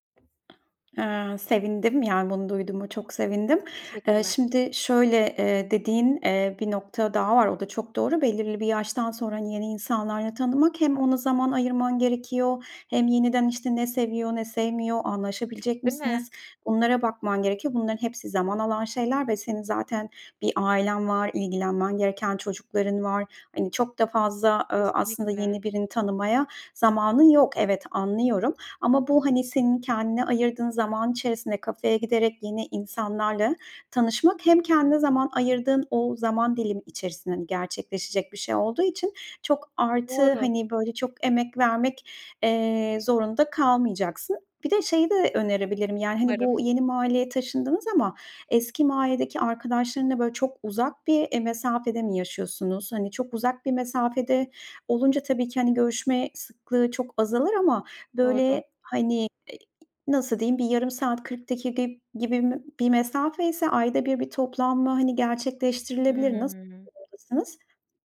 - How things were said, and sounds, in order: other background noise; unintelligible speech
- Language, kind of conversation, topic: Turkish, advice, Taşındıktan sonra yalnızlıkla başa çıkıp yeni arkadaşları nasıl bulabilirim?